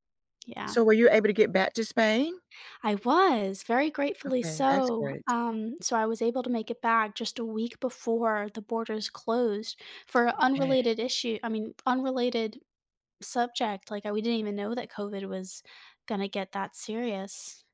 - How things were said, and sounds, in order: none
- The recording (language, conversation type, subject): English, unstructured, How have recent experiences influenced your perspective on life?
- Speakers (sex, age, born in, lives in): female, 20-24, United States, United States; female, 60-64, United States, United States